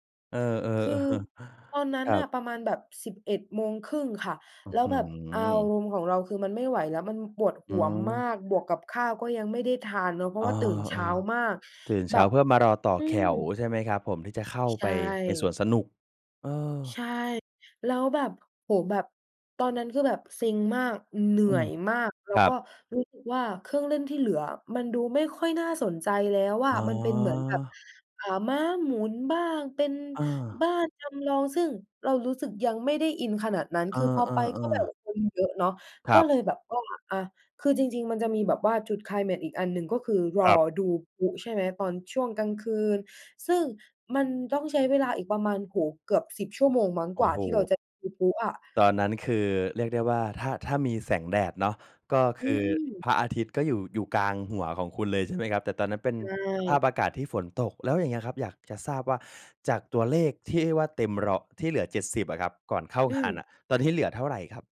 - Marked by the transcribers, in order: "แถว" said as "แขว"; "ร้อย" said as "เราะ"
- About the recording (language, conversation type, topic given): Thai, podcast, เคยมีวันเดียวที่เปลี่ยนเส้นทางชีวิตคุณไหม?